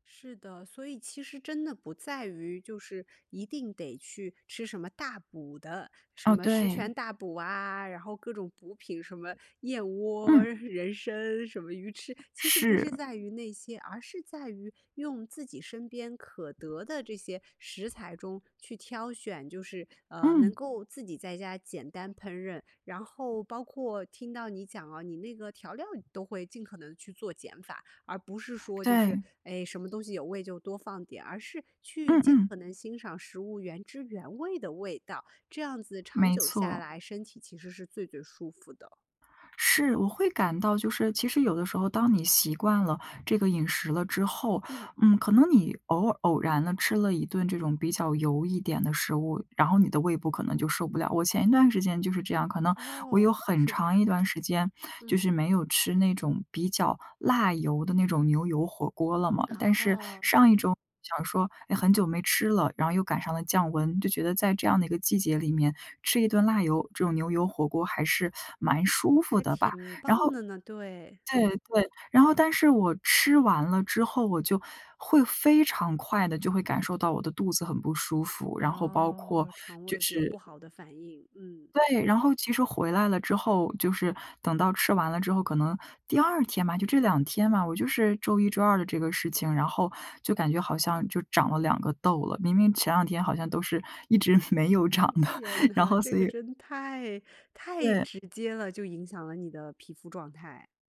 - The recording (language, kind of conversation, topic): Chinese, podcast, 简单的饮食和自然生活之间有什么联系？
- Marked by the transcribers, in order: tapping; other background noise; laughing while speaking: "人参、什么鱼翅"; laughing while speaking: "直没有长的"; laughing while speaking: "天哪"